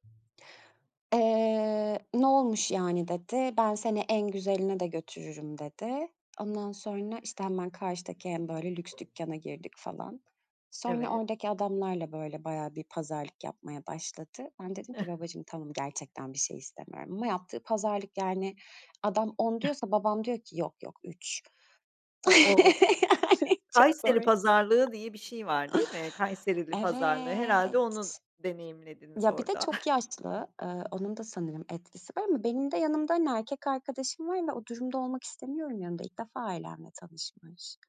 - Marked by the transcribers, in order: other background noise; chuckle; chuckle; chuckle; laughing while speaking: "Yani, çok komik"; tapping; drawn out: "Evet"; chuckle
- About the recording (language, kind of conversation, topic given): Turkish, podcast, Yalnızca sizin ailenize özgü bir gelenek var mı, anlatır mısın?